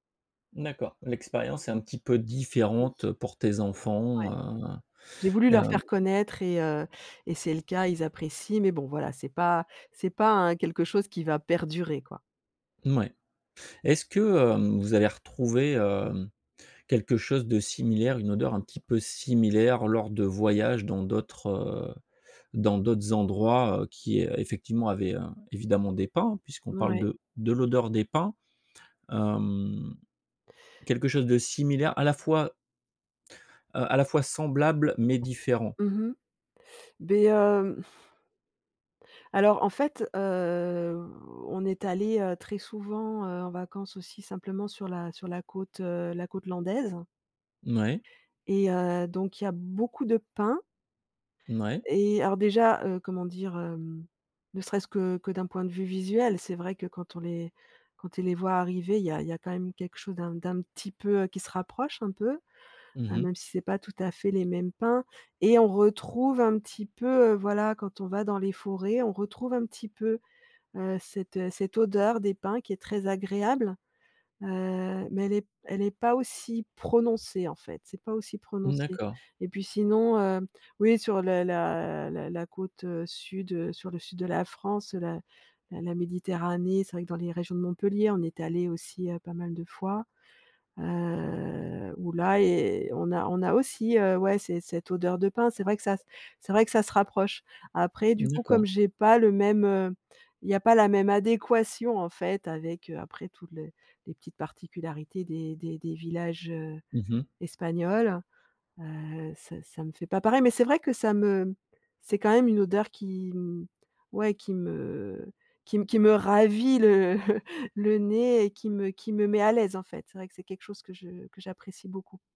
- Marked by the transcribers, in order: tapping; other background noise
- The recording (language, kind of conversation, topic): French, podcast, Quel parfum ou quelle odeur te ramène instantanément en enfance ?